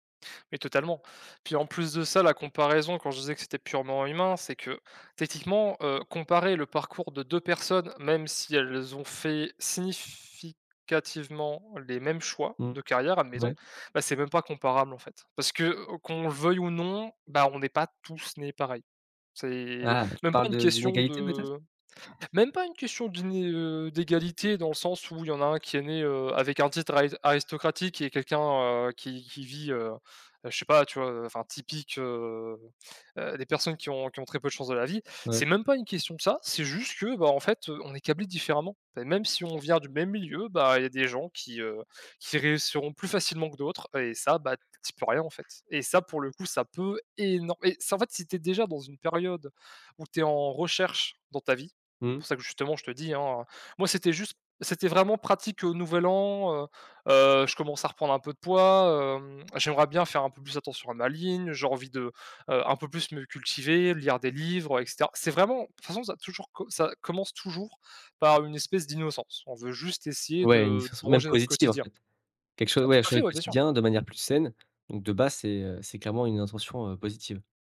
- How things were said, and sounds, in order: other background noise; drawn out: "heu"; stressed: "énor"; stressed: "recherche"; tapping
- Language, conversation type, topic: French, podcast, Comment fais-tu pour éviter de te comparer aux autres sur les réseaux sociaux ?